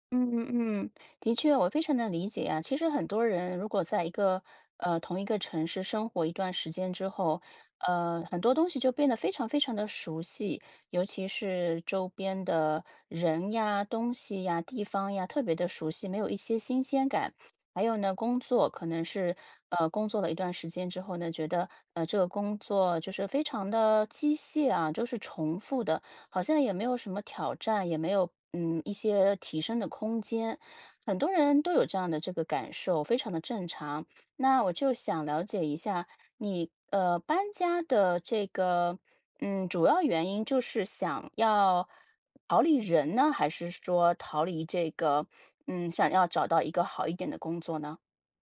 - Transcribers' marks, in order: none
- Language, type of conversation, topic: Chinese, advice, 你正在考虑搬到另一个城市开始新生活吗？